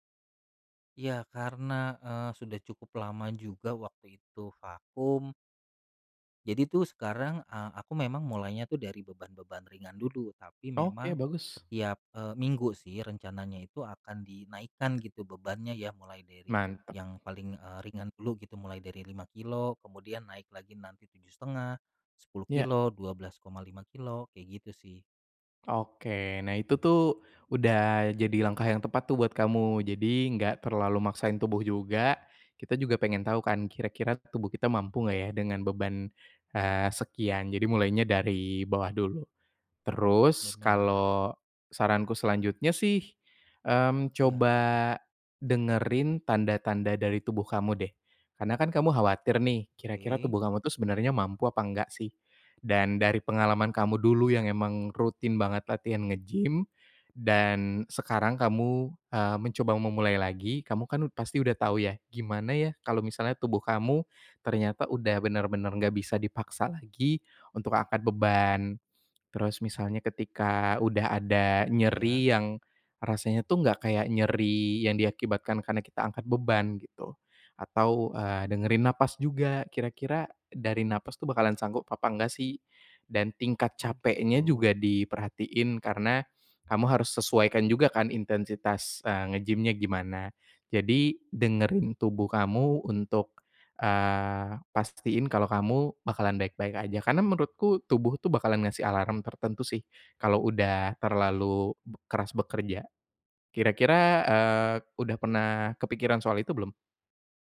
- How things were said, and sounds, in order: other background noise
- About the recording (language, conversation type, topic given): Indonesian, advice, Bagaimana cara kembali berolahraga setelah lama berhenti jika saya takut tubuh saya tidak mampu?